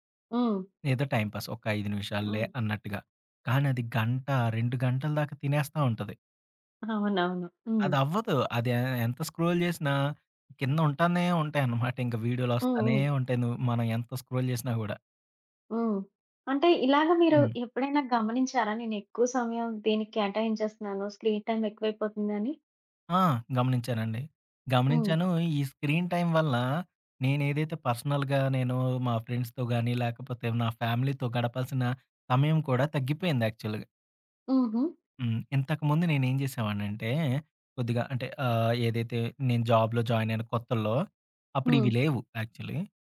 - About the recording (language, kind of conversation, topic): Telugu, podcast, ఆన్‌లైన్, ఆఫ్‌లైన్ మధ్య సమతుల్యం సాధించడానికి సులభ మార్గాలు ఏవిటి?
- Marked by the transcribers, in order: in English: "టైమ్‌పాస్"; in English: "స్క్రోల్"; in English: "స్క్రోల్"; in English: "స్క్రీన్"; in English: "స్క్రీన్ టైం"; in English: "పర్సనల్‌గా"; in English: "ఫ్రెండ్స్‌తో"; in English: "ఫ్యామిలీతో"; in English: "యాక్చువల్‌గా"; in English: "జాబ్‌లో జాయిన్"; in English: "యాక్చువల్లీ"